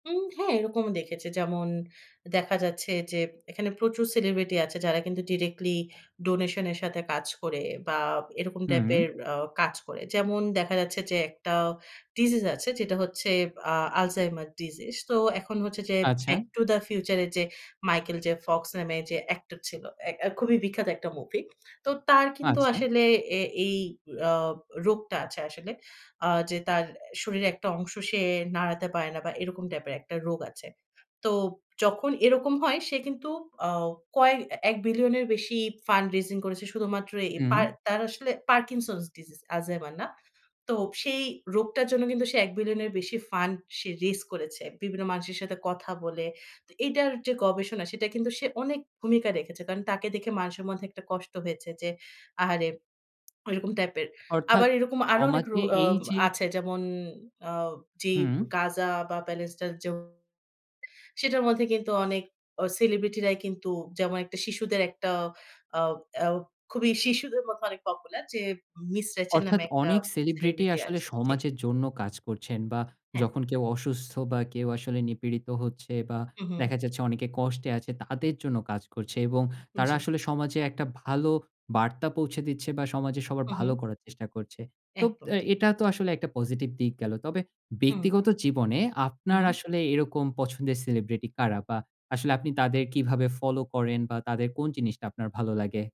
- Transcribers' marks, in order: in English: "ডিজিজ"; in English: "আলঝেইমার ডিজিজ"; in English: "পারকিনসনস ডিজিজ"; lip smack; unintelligible speech
- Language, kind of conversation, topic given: Bengali, podcast, আপনি কি মনে করেন সেলিব্রিটি সংস্কৃতি সমাজে কী প্রভাব ফেলে, এবং কেন বা কীভাবে?